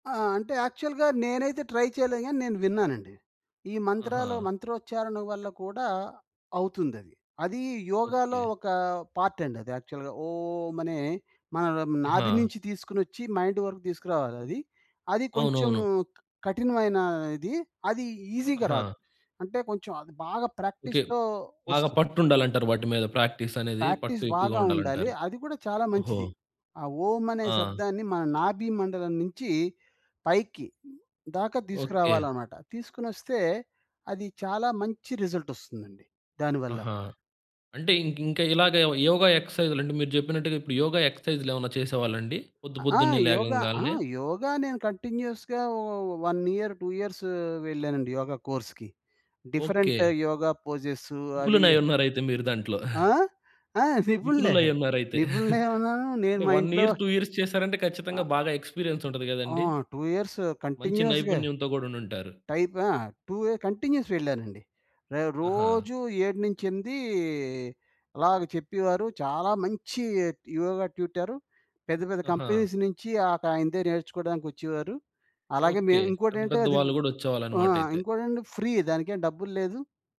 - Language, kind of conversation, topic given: Telugu, podcast, ఒక్క నిమిషం ధ్యానం చేయడం మీకు ఏ విధంగా సహాయపడుతుంది?
- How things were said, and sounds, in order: in English: "యాక్చువల్‌గా"; in English: "ట్రై"; in English: "పార్ట్"; in English: "యాక్చువల్‌గా"; in English: "మైండ్"; tapping; in English: "ఈజిగా"; in English: "ప్రాక్టీస్‌తో"; in English: "ప్రాక్టీస్"; other background noise; in English: "రిజల్ట్"; in English: "కంటిన్యూయస్‌గా"; in English: "వన్ ఇయర్ టూ ఇయర్స్"; in English: "కోర్స్‌కి. డిఫరెంట్"; in English: "పోజెస్"; chuckle; chuckle; in English: "వన్ ఇయర్ టు ఇయర్స్"; in English: "ఎక్స్పీరియన్స్"; in English: "టు ఇయర్స్ కంటిన్యూయస్‌గా టైప్"; in English: "టూ"; in English: "కంటిన్యూయస్"; in English: "ట్యూటర్"; in English: "కంపెనీస్"; in English: "ఫ్రీ"